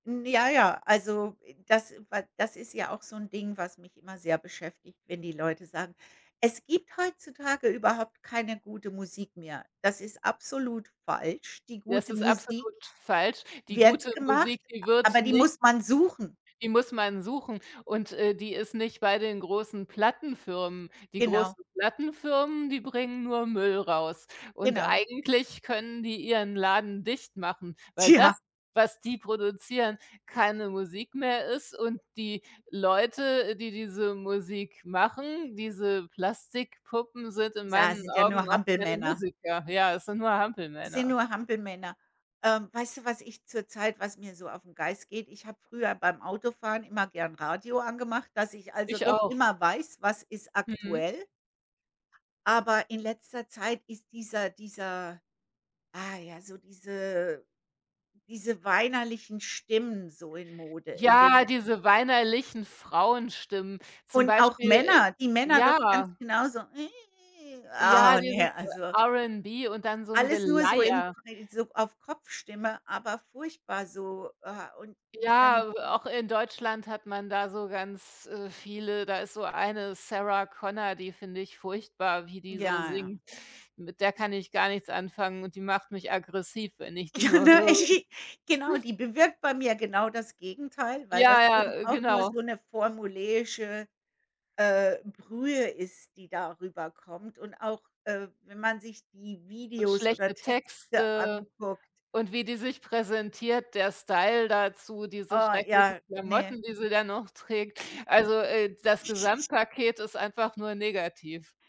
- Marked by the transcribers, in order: put-on voice: "Es gibt heutzutage überhaupt keine gute Musik mehr"; other background noise; laughing while speaking: "Tja"; other noise; unintelligible speech; laughing while speaking: "Ja, ne?"; snort; giggle
- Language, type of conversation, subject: German, unstructured, Wie beeinflusst Musik deine Stimmung im Alltag?